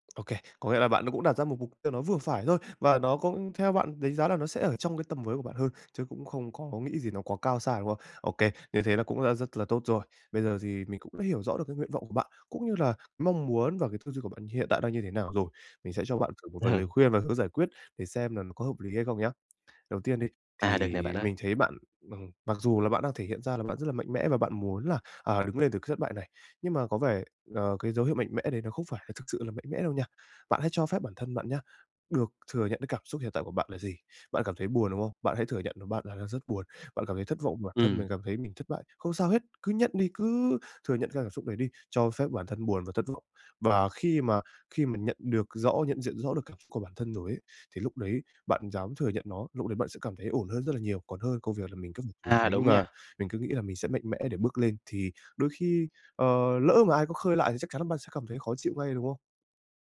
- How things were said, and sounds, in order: tapping
- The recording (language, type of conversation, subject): Vietnamese, advice, Làm sao để chấp nhận thất bại và học hỏi từ nó?